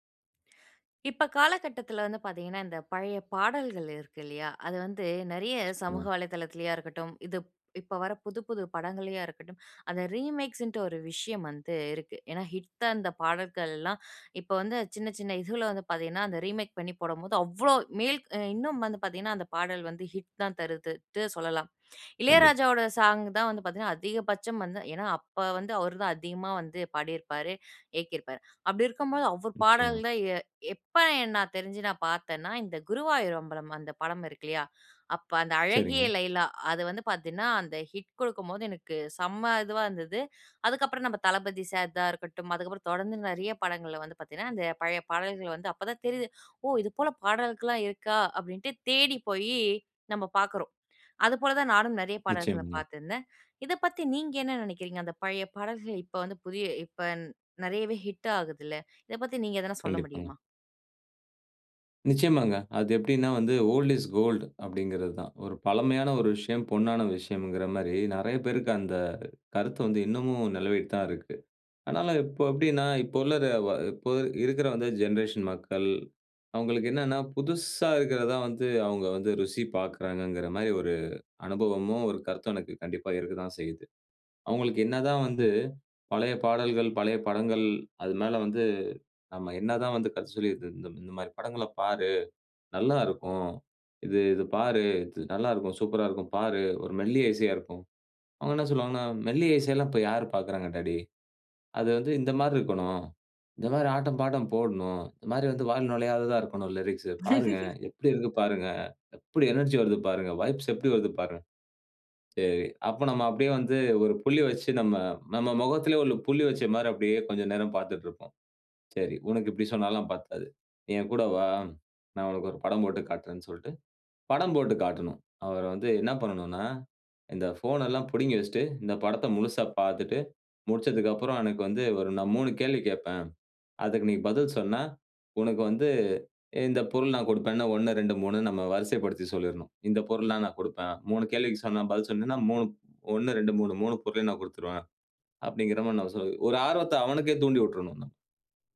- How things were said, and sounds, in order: inhale; other background noise; in English: "ரீமேக்ஸ்ன்டு"; in English: "ரீமேக்"; in English: "ஓல்ட் இஸ் கோல்ட்"; in English: "ஜென்ரேஷன்"; in English: "லிரிக்ஸ்சு"; laugh; in English: "எனர்ஜி"; in English: "வைப்ஸ்"
- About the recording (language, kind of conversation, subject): Tamil, podcast, பழைய ஹிட் பாடலுக்கு புதிய கேட்போர்களை எப்படிக் கவர முடியும்?